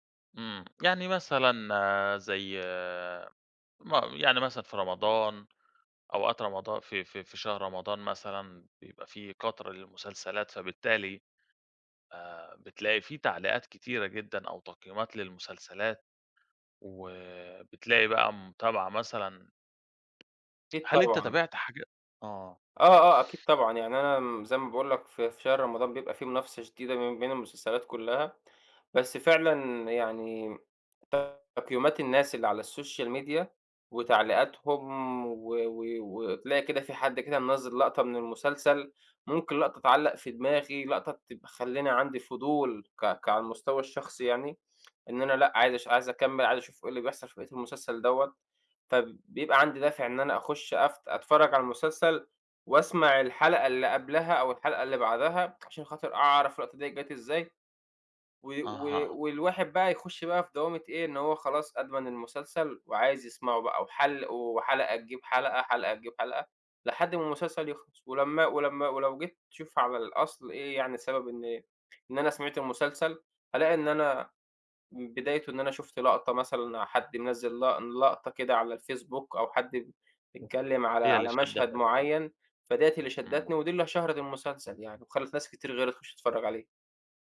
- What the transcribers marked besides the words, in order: tapping; in English: "الSocial Media"
- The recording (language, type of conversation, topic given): Arabic, podcast, إزاي بتأثر السوشال ميديا على شهرة المسلسلات؟